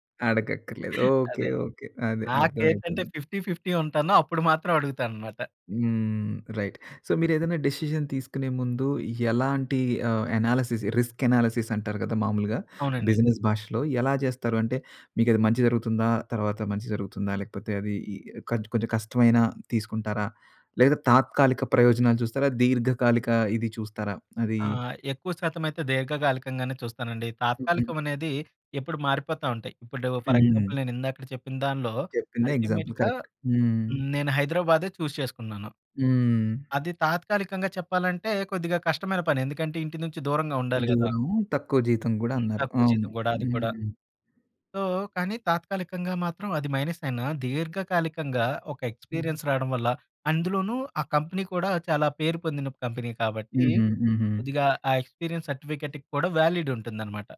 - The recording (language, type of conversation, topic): Telugu, podcast, ఒంటరిగా ముందుగా ఆలోచించి, తర్వాత జట్టుతో పంచుకోవడం మీకు సబబా?
- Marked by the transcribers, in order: in English: "ఫిఫ్టీ ఫిఫ్టీ"; in English: "రైట్. సో"; other background noise; in English: "డెసిషన్"; in English: "అనాలిసిస్ రిస్క్ అనాలిసిస్"; in English: "బిజినెస్"; in English: "ఫర్ ఎగ్జాంపుల్"; in English: "ఎగ్జాంపుల్ కరెక్ట్"; in English: "అల్టిమేట్‌గా"; in English: "చూజ్"; in English: "సో"; in English: "మైనస్"; in English: "ఎక్స్‌పీరియెన్స్"; in English: "కంపెనీ"; in English: "కంపెనీ"; in English: "ఎక్స్‌పీరియెన్స్ సర్టిఫికేట్"; in English: "వాలిడ్"